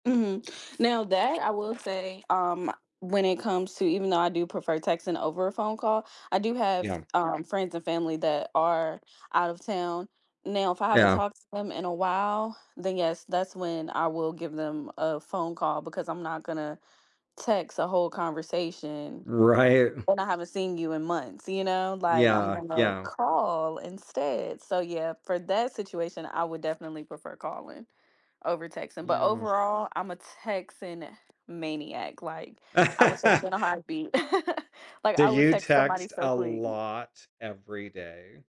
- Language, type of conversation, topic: English, unstructured, How do your communication preferences shape your relationships and daily interactions?
- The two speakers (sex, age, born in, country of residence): female, 30-34, United States, United States; male, 50-54, United States, United States
- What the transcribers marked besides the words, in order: other background noise; laughing while speaking: "Right"; laugh; background speech; stressed: "lot"